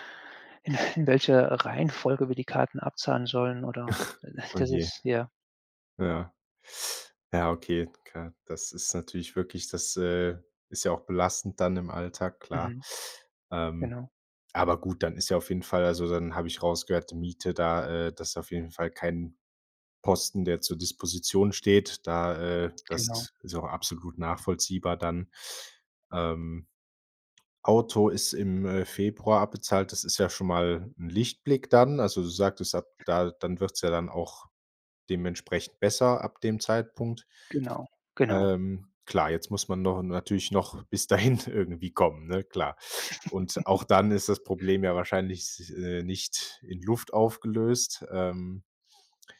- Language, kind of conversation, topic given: German, advice, Wie komme ich bis zum Monatsende mit meinem Geld aus?
- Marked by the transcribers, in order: snort; snort; chuckle; other background noise; laughing while speaking: "dahin"; chuckle